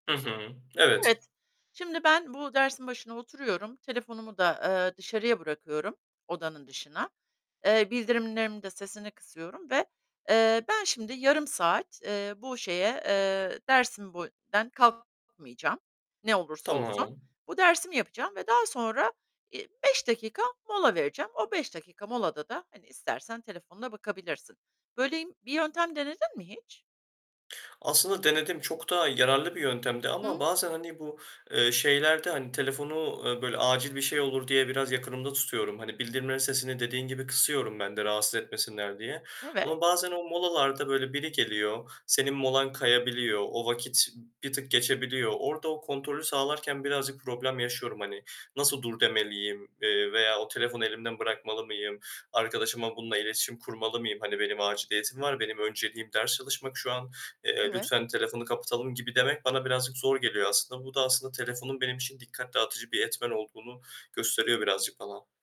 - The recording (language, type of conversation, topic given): Turkish, advice, Sosyal medya ve telefon kullanımı dikkatinizi nasıl dağıtıyor?
- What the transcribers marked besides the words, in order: tapping; unintelligible speech; distorted speech; other background noise